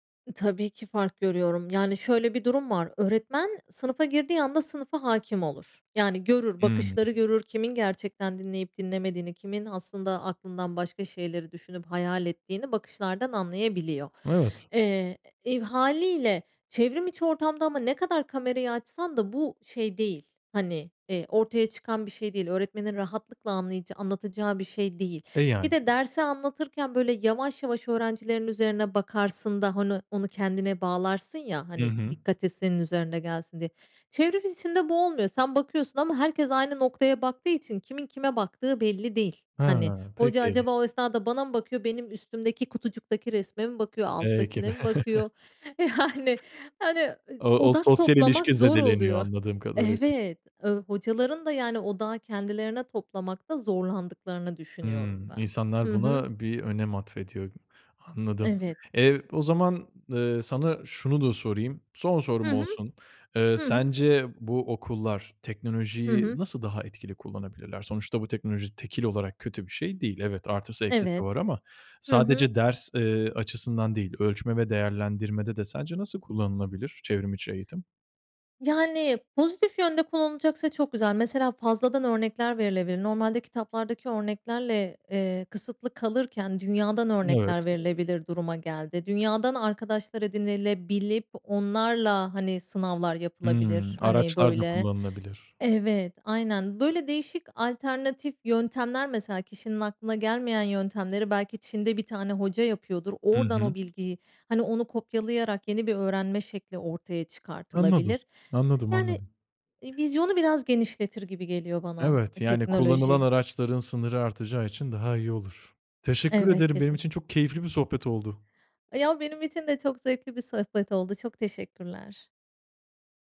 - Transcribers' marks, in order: other background noise; tapping; "hani" said as "hanü"; laughing while speaking: "pe"; chuckle; laughing while speaking: "Yani, hani"
- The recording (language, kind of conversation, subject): Turkish, podcast, Online derslerle yüz yüze eğitimi nasıl karşılaştırırsın, neden?